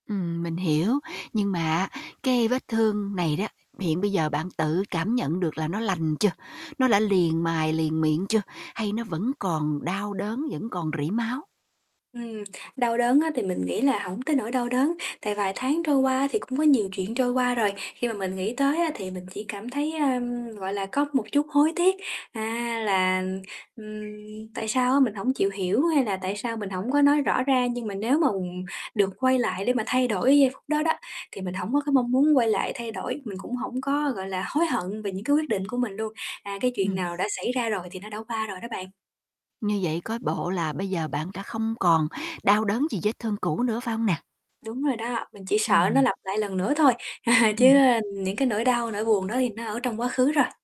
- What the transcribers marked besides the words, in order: static; tapping; bird; chuckle
- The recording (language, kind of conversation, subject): Vietnamese, advice, Làm sao để bắt đầu một mối quan hệ mới an toàn khi bạn sợ bị tổn thương lần nữa?